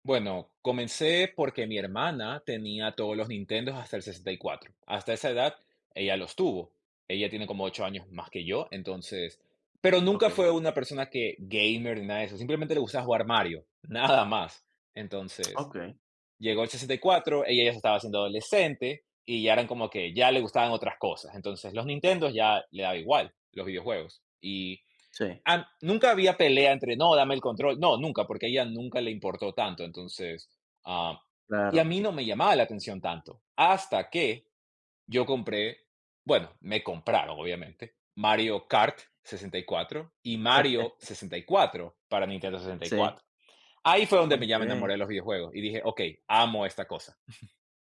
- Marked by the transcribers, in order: other background noise; chuckle; chuckle
- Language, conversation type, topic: Spanish, podcast, ¿Qué haces cuando te sientes muy estresado?